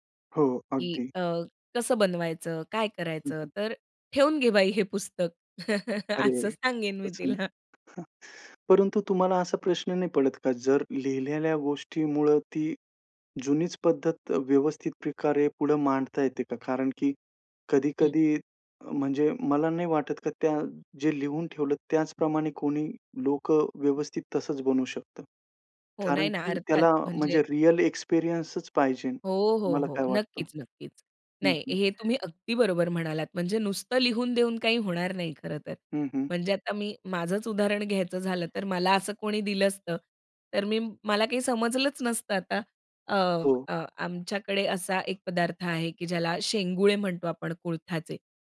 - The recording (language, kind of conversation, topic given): Marathi, podcast, घरच्या जुन्या पाककृती पुढच्या पिढीपर्यंत तुम्ही कशा पद्धतीने पोहोचवता?
- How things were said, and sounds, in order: other background noise; chuckle; laughing while speaking: "असं सांगेन मी तिला"; chuckle; tapping